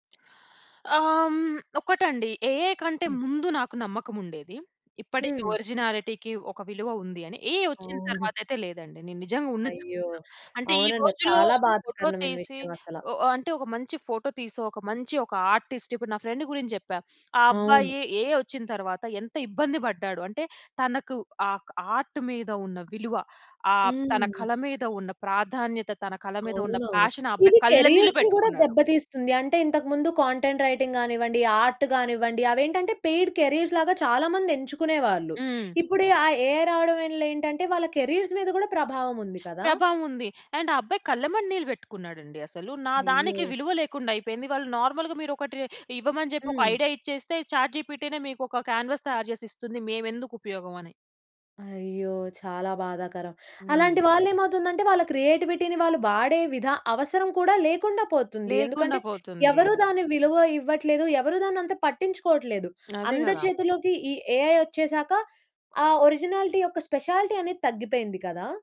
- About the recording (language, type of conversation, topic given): Telugu, podcast, సామాజిక మీడియా ప్రభావం మీ సృజనాత్మకతపై ఎలా ఉంటుంది?
- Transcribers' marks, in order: other background noise; in English: "ఏఐ"; in English: "ఒరిజినాలిటీకి"; in English: "ఏఐ"; in English: "ఆర్టిస్ట్"; in English: "ఏఐ"; in English: "ఆర్ట్"; in English: "ప్యాషన్"; in English: "కెరియర్స్‌ని"; in English: "కాంటెంట్ రైటింగ్"; in English: "ఆర్ట్"; in English: "పెయిడ్ కేరీర్స్‌లాగా"; in English: "ఏఐ"; in English: "కెరీర్స్"; in English: "అండ్"; in English: "నార్మల్‌గా"; in English: "చాట్‌జీపీటీ‌నే"; in English: "కాన్వస్"; in English: "క్రియేటివిటీని"; tapping; in English: "ఏఐ"; in English: "ఒరిజినాలిటీ"; in English: "స్పెషాలిటీ"